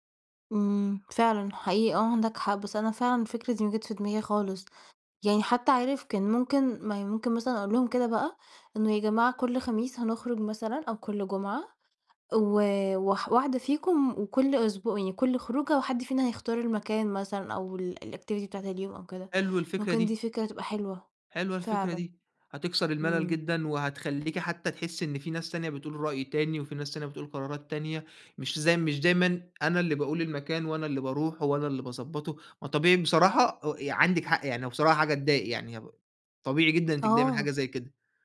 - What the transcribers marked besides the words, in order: in English: "الactivity"
- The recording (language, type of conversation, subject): Arabic, advice, إزاي أتعامل مع إحساسي إني دايمًا أنا اللي ببدأ الاتصال في صداقتنا؟